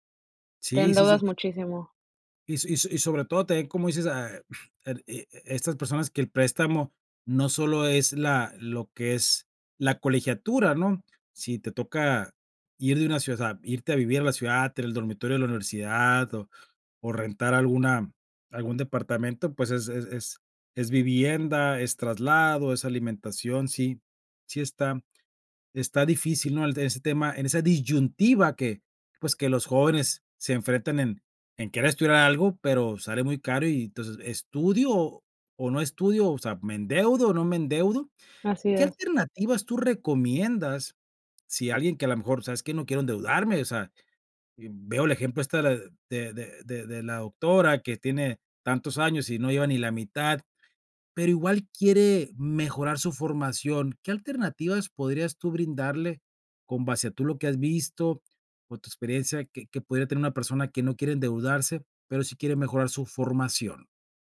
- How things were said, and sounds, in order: none
- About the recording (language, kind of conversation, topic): Spanish, podcast, ¿Qué opinas de endeudarte para estudiar y mejorar tu futuro?